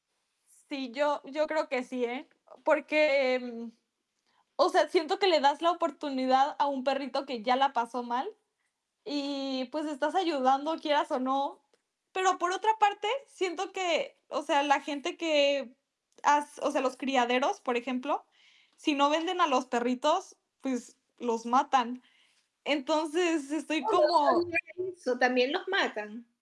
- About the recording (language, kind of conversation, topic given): Spanish, unstructured, ¿Qué opinas sobre adoptar animales de refugios?
- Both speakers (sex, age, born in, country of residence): female, 18-19, Mexico, France; female, 70-74, Venezuela, United States
- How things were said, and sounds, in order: other background noise; distorted speech; unintelligible speech; in English: "So"